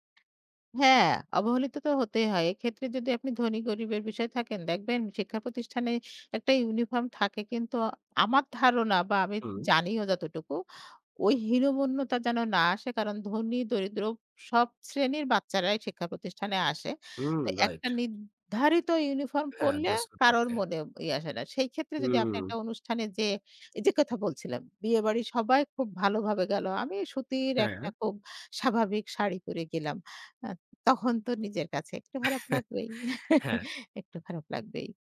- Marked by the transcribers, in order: other background noise; chuckle
- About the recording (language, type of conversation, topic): Bengali, podcast, কোন পোশাকে তুমি সবচেয়ে আত্মবিশ্বাসী অনুভব করো?